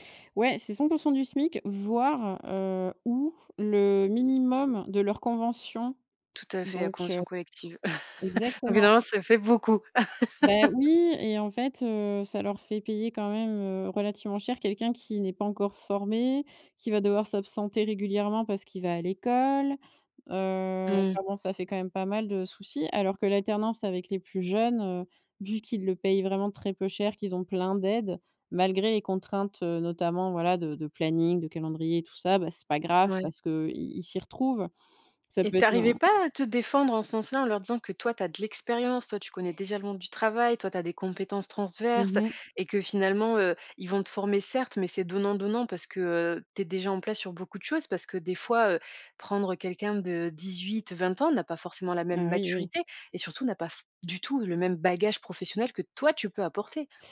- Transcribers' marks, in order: other background noise; chuckle; laugh; tapping; stressed: "toi"
- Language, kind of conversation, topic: French, podcast, Comment peut-on tester une idée de reconversion sans tout quitter ?